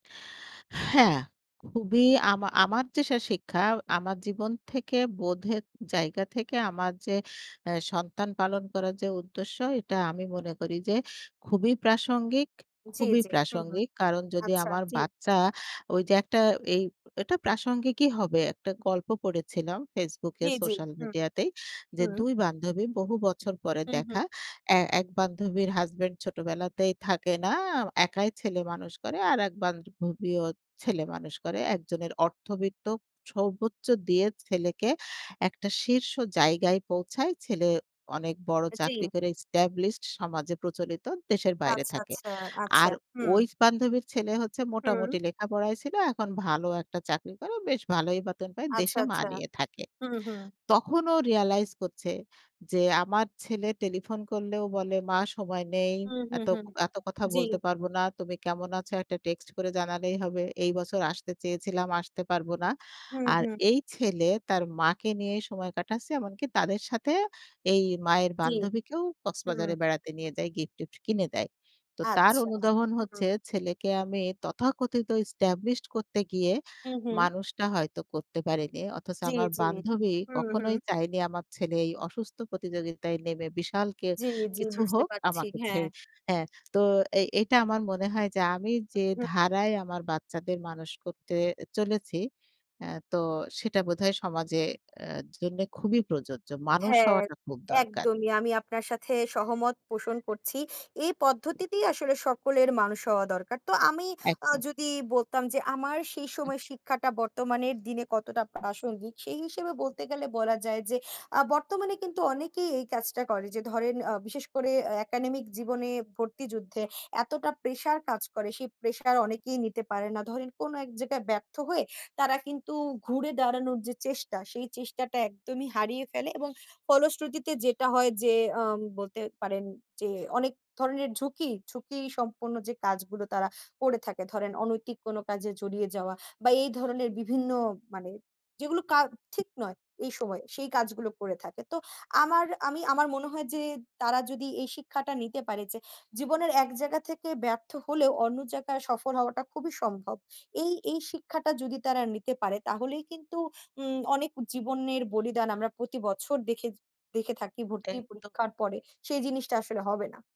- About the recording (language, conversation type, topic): Bengali, unstructured, তোমার জীবনে সবচেয়ে বড় শিক্ষাটা কী ছিল?
- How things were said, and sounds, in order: tapping; other background noise; horn